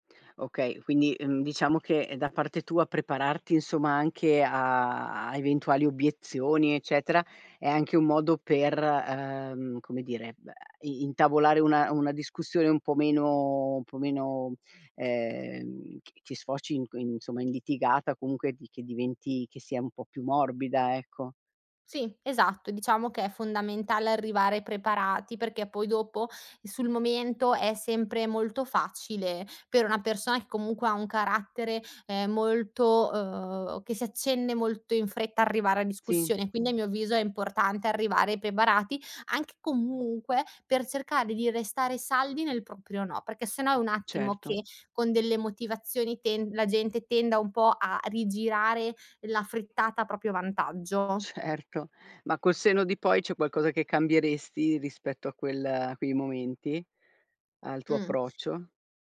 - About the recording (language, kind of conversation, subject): Italian, podcast, Quando hai detto “no” per la prima volta, com’è andata?
- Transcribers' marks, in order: none